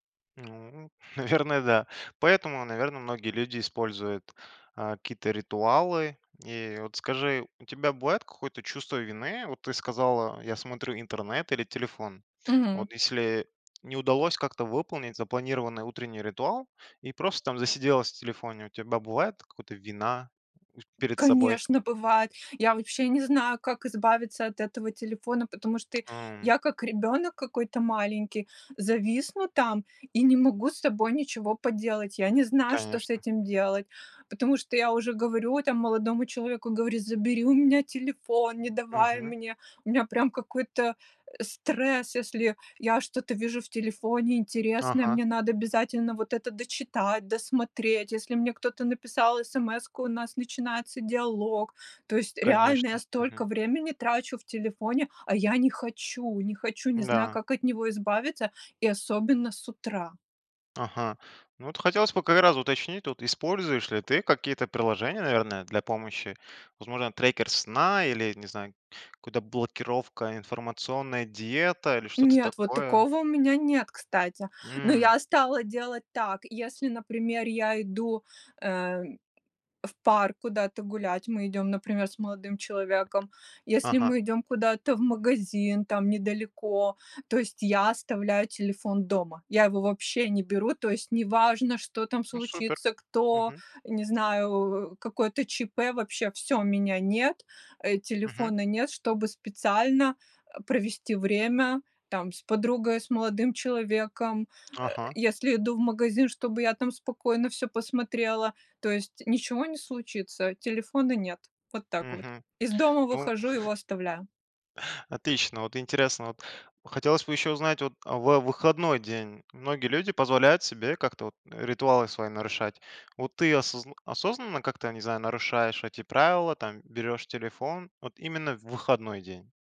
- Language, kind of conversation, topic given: Russian, podcast, Как начинается твой обычный день?
- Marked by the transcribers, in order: laughing while speaking: "наверное"; tapping; other noise; other background noise; chuckle